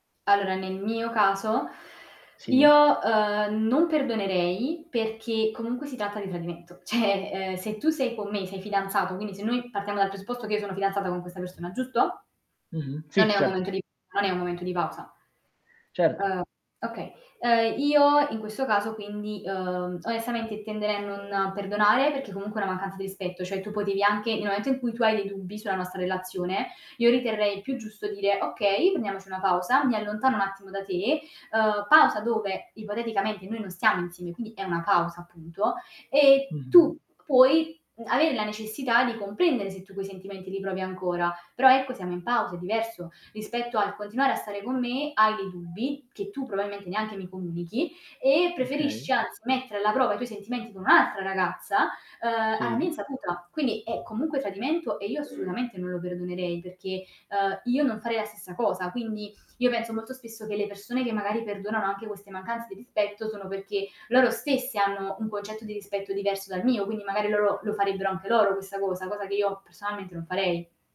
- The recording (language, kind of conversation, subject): Italian, podcast, Come coltivi, secondo te, relazioni sane e durature?
- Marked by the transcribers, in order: static; other background noise; laughing while speaking: "cioè"; distorted speech; "probabilmente" said as "probalmente"; background speech